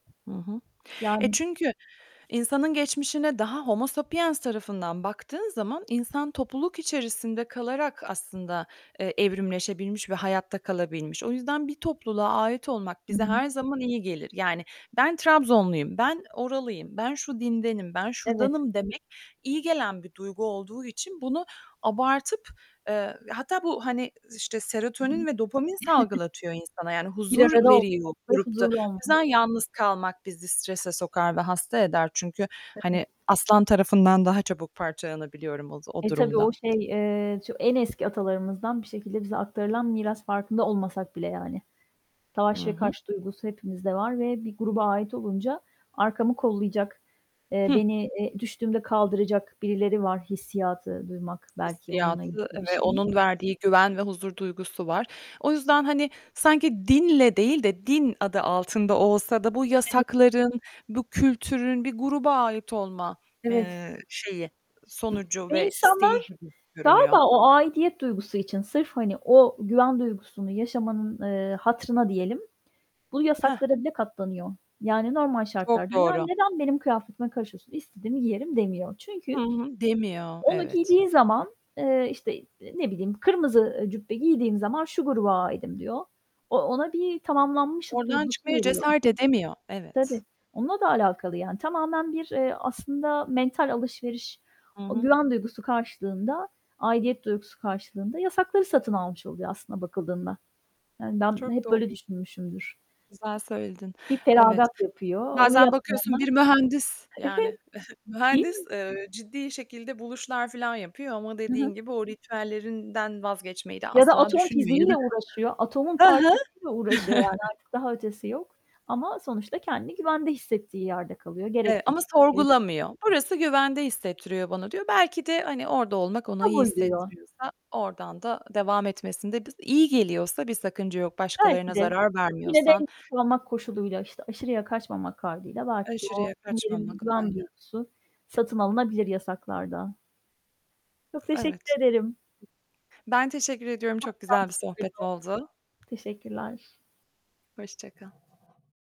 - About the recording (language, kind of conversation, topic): Turkish, unstructured, Farklı dinlerdeki yasaklar size garip geliyor mu?
- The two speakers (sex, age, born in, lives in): female, 45-49, Turkey, Spain; female, 45-49, Turkey, United States
- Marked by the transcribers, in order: other background noise; static; distorted speech; giggle; tapping; giggle; laughing while speaking: "Evet"; chuckle; unintelligible speech; unintelligible speech; unintelligible speech; unintelligible speech